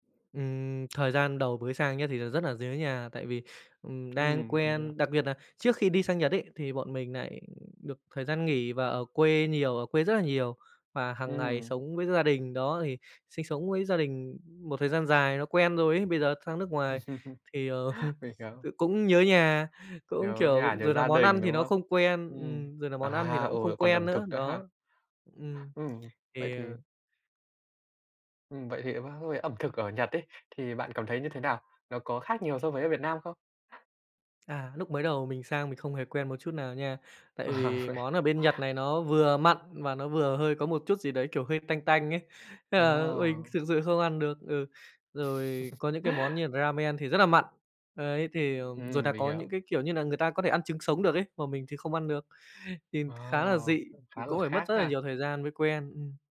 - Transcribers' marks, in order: "nhớ" said as "dớ"; unintelligible speech; laugh; chuckle; other background noise; laughing while speaking: "À, vậy"; laugh
- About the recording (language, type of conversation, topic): Vietnamese, podcast, Bạn đã bao giờ rời quê hương để bắt đầu một cuộc sống mới chưa?